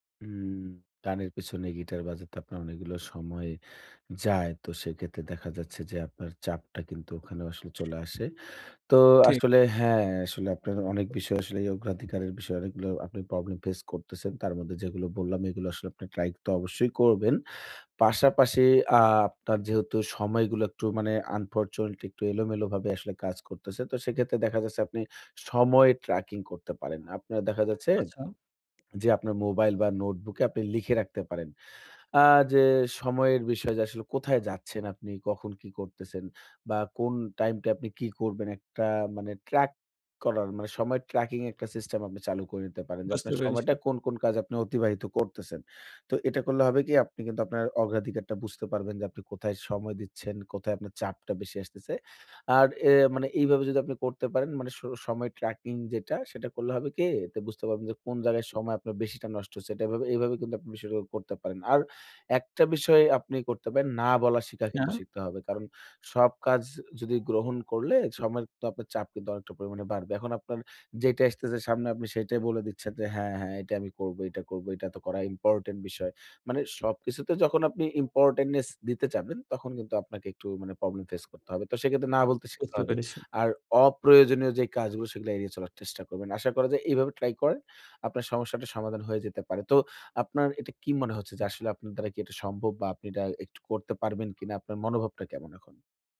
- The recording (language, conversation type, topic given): Bengali, advice, সময় ও অগ্রাধিকার নির্ধারণে সমস্যা
- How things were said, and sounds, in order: other background noise